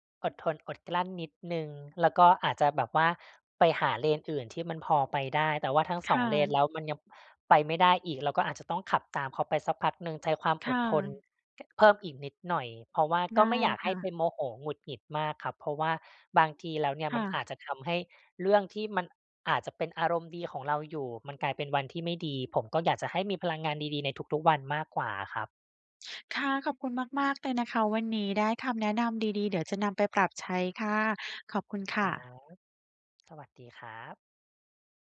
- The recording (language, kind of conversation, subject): Thai, advice, ฉันควรเริ่มจากตรงไหนเพื่อหยุดวงจรพฤติกรรมเดิม?
- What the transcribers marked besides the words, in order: none